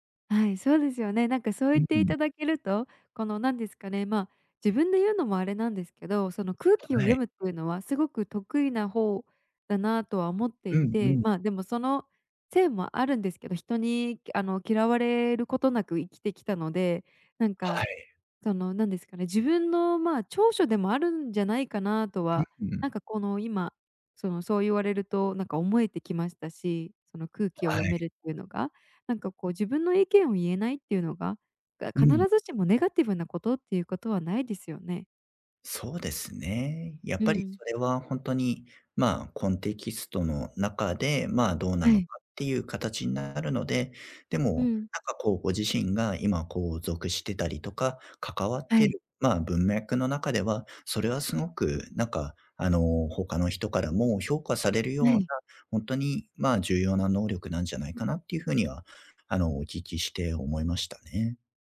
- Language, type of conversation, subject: Japanese, advice, 他人の評価が気になって自分の考えを言えないとき、どうすればいいですか？
- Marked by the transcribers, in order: other background noise